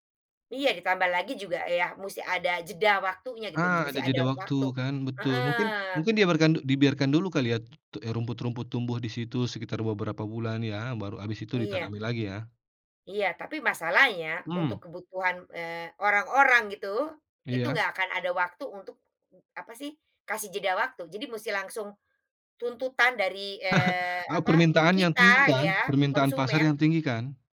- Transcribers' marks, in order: chuckle
- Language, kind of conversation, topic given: Indonesian, unstructured, Apa yang membuatmu takut akan masa depan jika kita tidak menjaga alam?